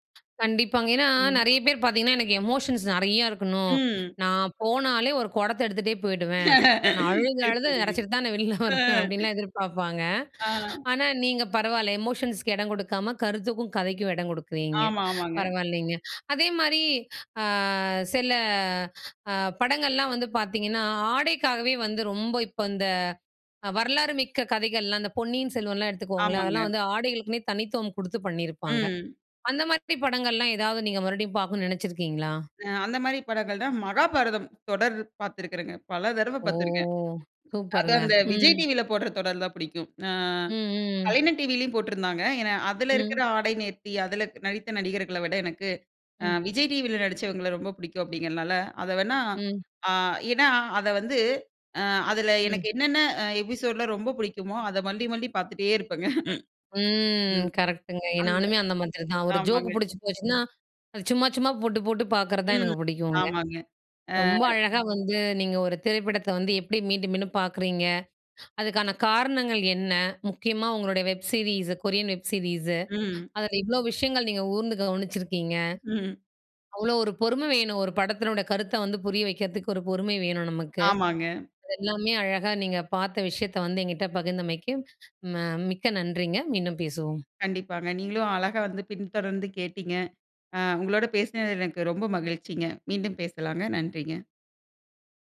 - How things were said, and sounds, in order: other background noise; in English: "எமோஷன்ஸ்"; laughing while speaking: "சரி. சரிங்க. ஆ"; laughing while speaking: "நான் வெளில வருவேன். அப்படின்லாம் எதிர்பார்ப்பாங்க"; in English: "எமோஷன்ஸ்க்கு"; "தடவ" said as "தறவ"; drawn out: "ஓ!"; in English: "எபிசோடுலா"; drawn out: "ம்"; chuckle; in English: "வெப் சீரிஸ் கொரியன் வெப் சீரிஸ்சு"; "கூர்ந்து" said as "ஊர்ந்து"; laughing while speaking: "ம்"
- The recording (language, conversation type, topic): Tamil, podcast, ஒரு திரைப்படத்தை மீண்டும் பார்க்க நினைக்கும் காரணம் என்ன?